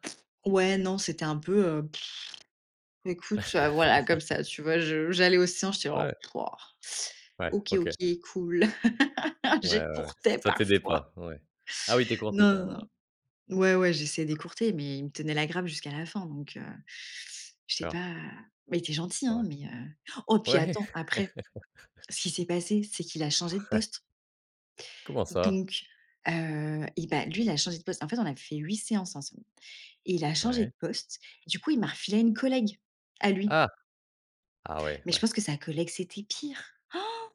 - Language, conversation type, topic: French, podcast, Quelles différences vois-tu entre le soutien en ligne et le soutien en personne ?
- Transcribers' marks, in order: other background noise; lip trill; chuckle; other noise; laugh; laughing while speaking: "j'écourtais parfois"; laughing while speaking: "Ouais"; chuckle; gasp